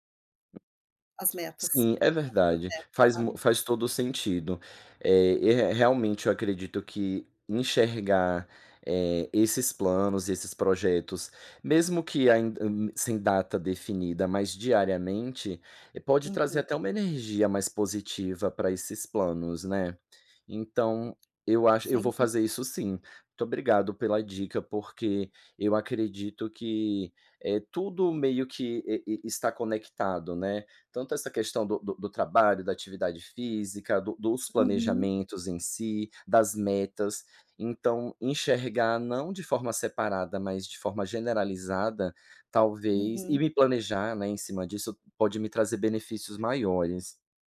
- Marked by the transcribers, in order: other background noise; tapping
- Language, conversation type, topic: Portuguese, advice, Como posso definir metas claras e alcançáveis?